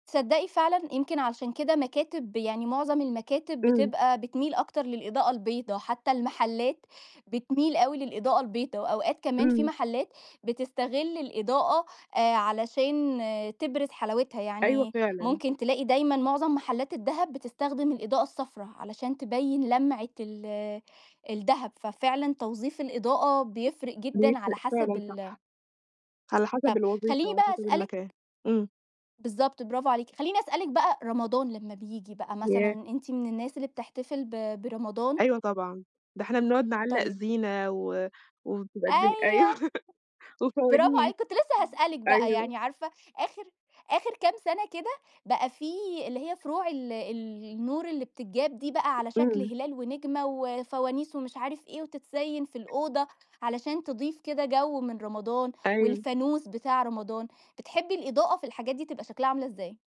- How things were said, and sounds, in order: tapping; laughing while speaking: "أيوه"
- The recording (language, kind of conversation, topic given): Arabic, podcast, بتحبي الإضاءة تبقى عاملة إزاي في البيت؟